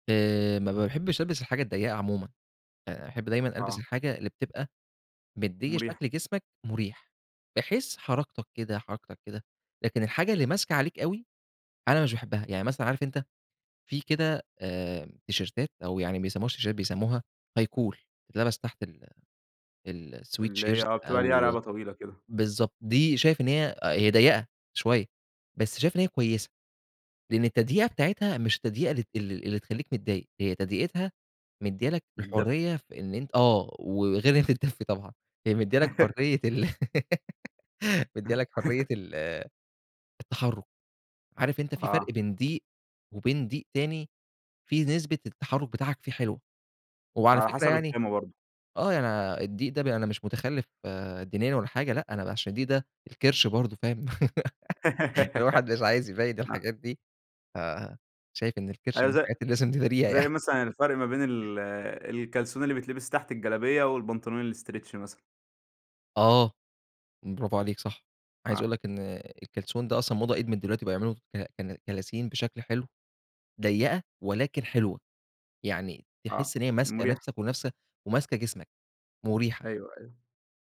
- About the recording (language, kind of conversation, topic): Arabic, podcast, بتحس إن لبسك جزء من هويتك الثقافية؟
- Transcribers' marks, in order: in English: "تيشيرتات"; in English: "تيشيرتات"; in English: "high collar"; in English: "sweatshirt"; laugh; chuckle; laugh; laugh; laughing while speaking: "يعني"; other noise; in English: "الstretch"